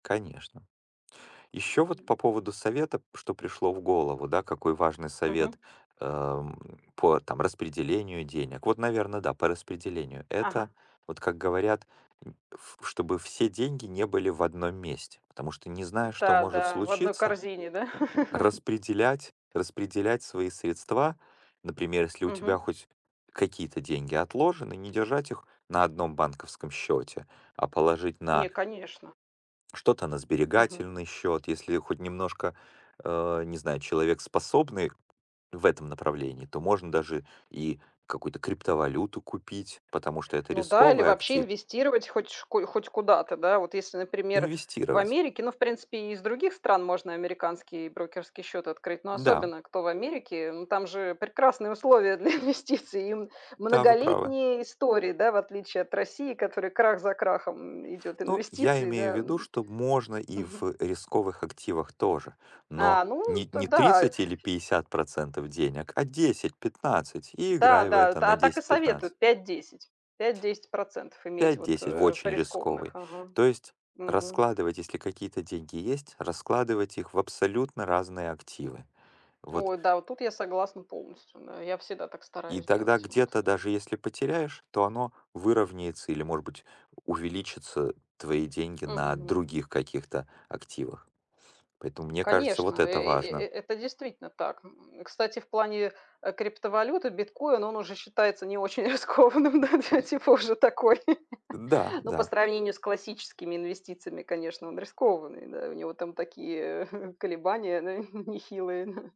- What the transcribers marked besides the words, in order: tapping; chuckle; other background noise; laughing while speaking: "инвестиций"; laughing while speaking: "инвестиций"; background speech; laughing while speaking: "рискованным, ну да, типа, уже такой"; chuckle; laughing while speaking: "да"
- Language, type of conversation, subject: Russian, unstructured, Какой самый важный совет по управлению деньгами ты мог бы дать?